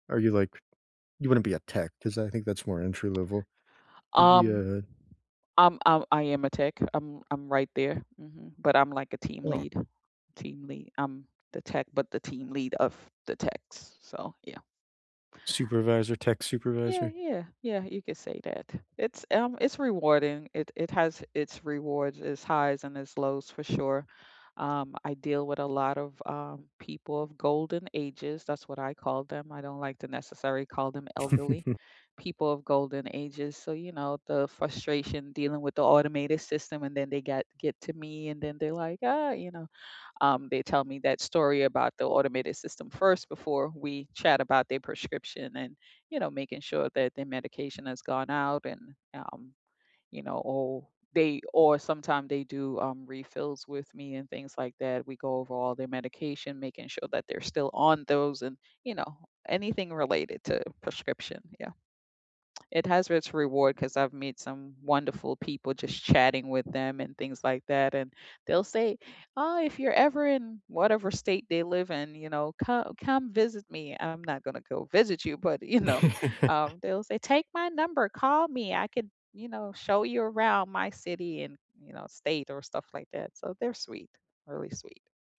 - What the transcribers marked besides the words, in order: tapping; unintelligible speech; chuckle; laughing while speaking: "you know"; chuckle
- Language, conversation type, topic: English, unstructured, What was your favorite subject in school?
- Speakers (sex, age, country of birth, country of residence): female, 55-59, United States, United States; male, 25-29, United States, United States